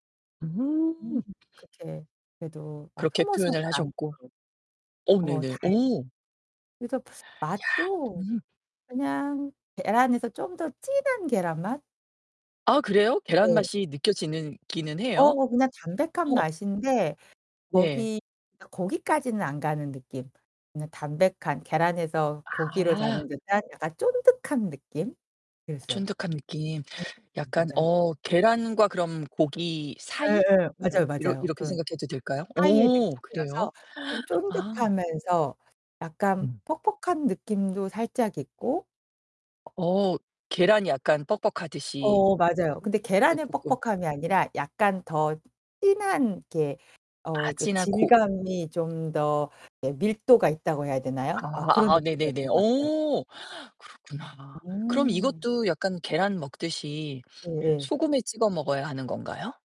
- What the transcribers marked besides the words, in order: distorted speech; other background noise; gasp; tapping; gasp
- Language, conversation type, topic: Korean, podcast, 가장 인상 깊었던 현지 음식은 뭐였어요?